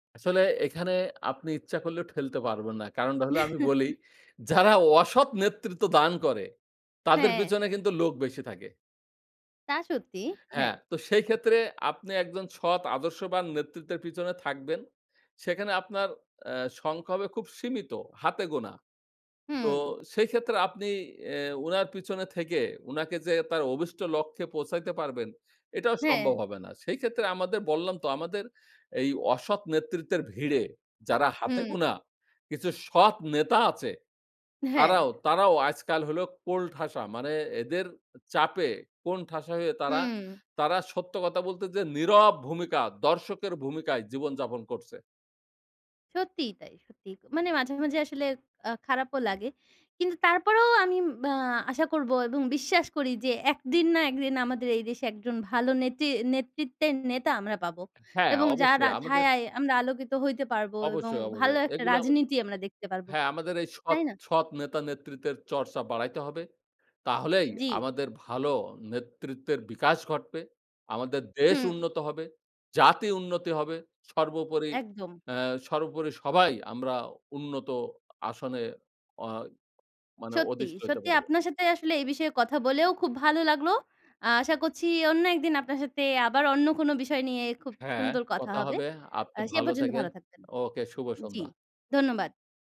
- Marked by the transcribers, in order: laugh; "কোণঠাসা" said as "কোলঠাসা"; "ছায়ায়" said as "থায়ায়"
- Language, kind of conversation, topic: Bengali, unstructured, আপনার মতে ভালো নেতৃত্বের গুণগুলো কী কী?